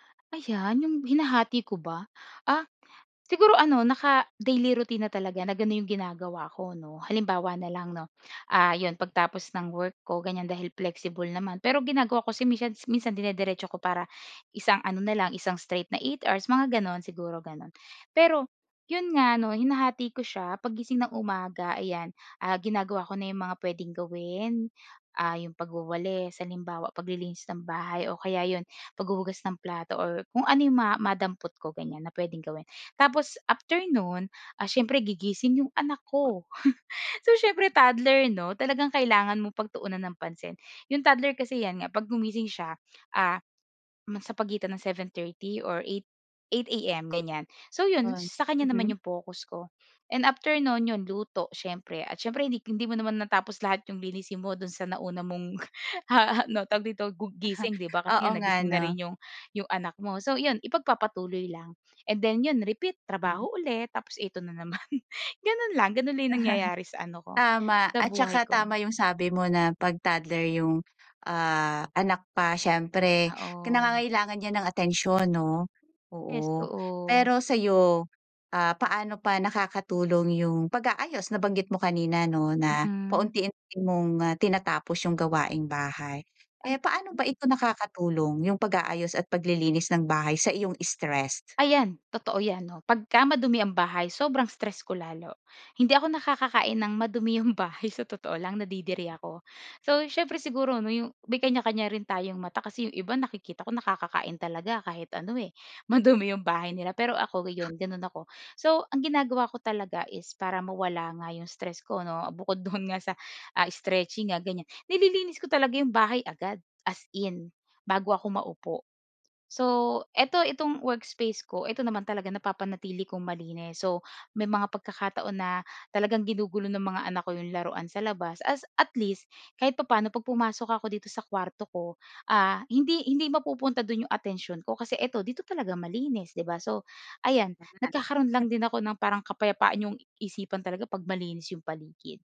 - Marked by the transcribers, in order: laugh; laugh; laughing while speaking: "ano"; laugh; other background noise; laughing while speaking: "'yong bahay"; laughing while speaking: "madumi"; laughing while speaking: "do'n nga"; unintelligible speech
- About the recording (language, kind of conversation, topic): Filipino, podcast, Paano mo pinapawi ang stress sa loob ng bahay?